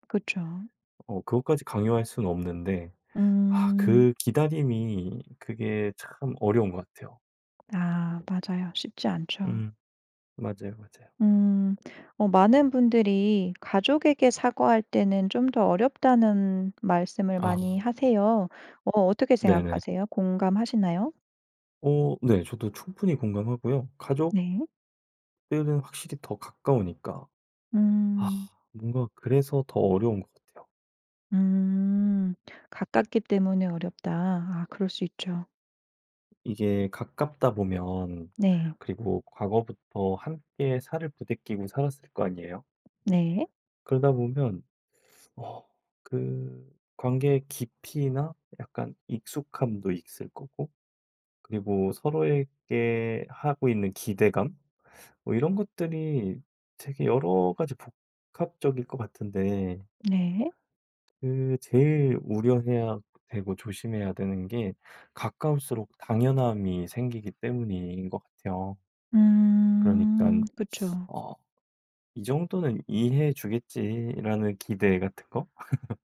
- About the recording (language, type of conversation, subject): Korean, podcast, 사과할 때 어떤 말이 가장 효과적일까요?
- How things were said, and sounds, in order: other background noise; laugh